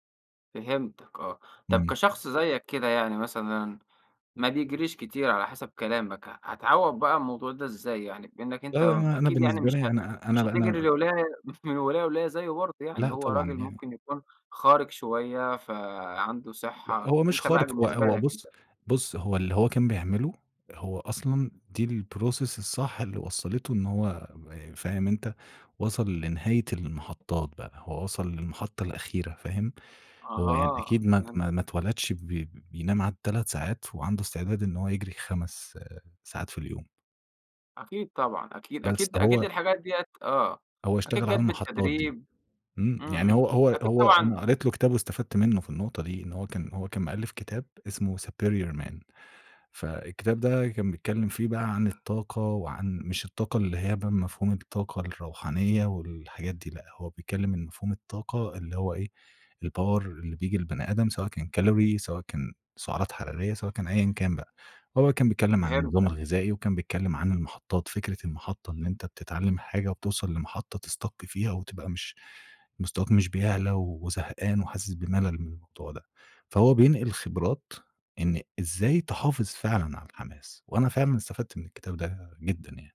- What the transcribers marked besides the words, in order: tapping; unintelligible speech; chuckle; in English: "الprocess"; in English: "الpower"; in English: "كالوري"; in English: "تسstuck"
- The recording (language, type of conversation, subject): Arabic, podcast, إزاي تفضل متحمّس للتعلّم على المدى الطويل؟